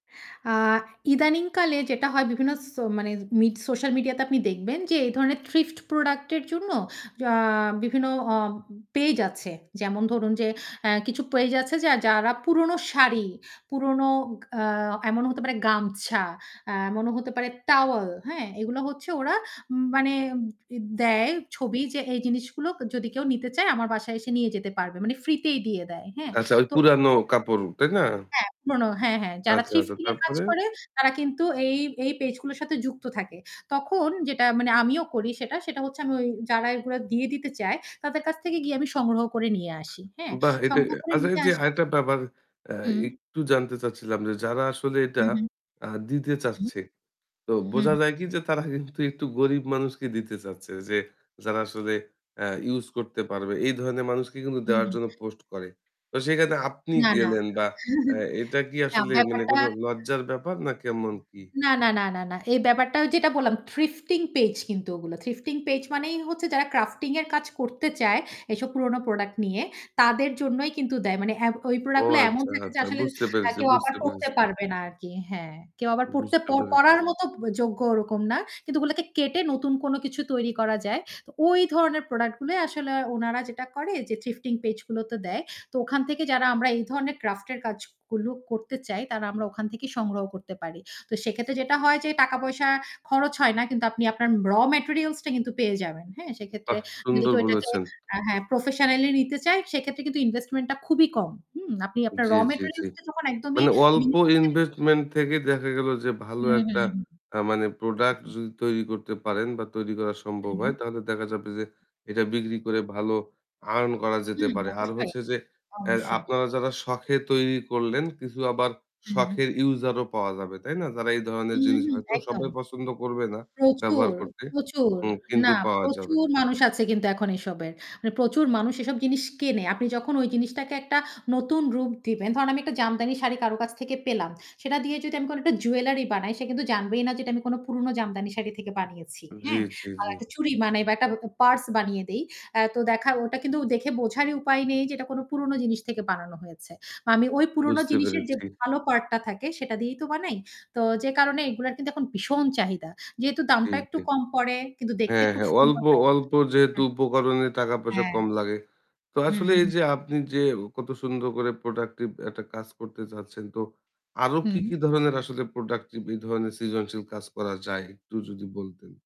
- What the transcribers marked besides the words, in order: unintelligible speech; laughing while speaking: "যে তারা কিন্তু একটু গরিব মানুষকে দিতে চাচ্ছে"; tapping; static; chuckle; in English: "রও ম্যাটেরিয়ালস"; in English: "ইনভেস্টমেন্ট"; in English: "রও ম্যাটেরিয়ালস"; in English: "ইনভেস্টমেন্ট"; unintelligible speech; unintelligible speech
- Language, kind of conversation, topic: Bengali, podcast, তোমার প্রিয় কোনো সৃজনশীল শখ কী?